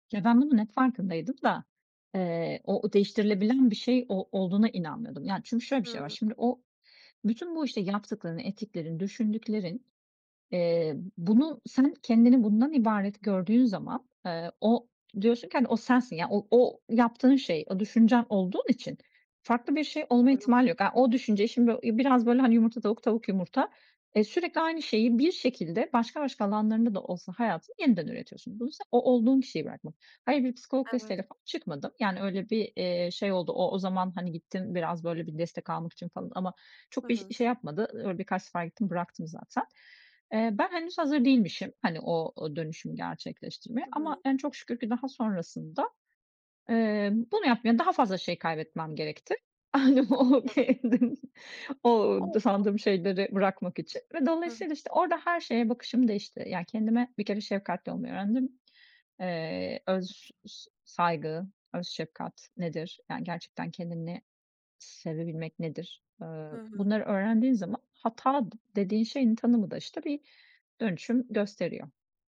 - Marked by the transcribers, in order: laughing while speaking: "Hani, o"; unintelligible speech; other background noise
- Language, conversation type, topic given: Turkish, podcast, Hatalardan ders çıkarmak için hangi soruları sorarsın?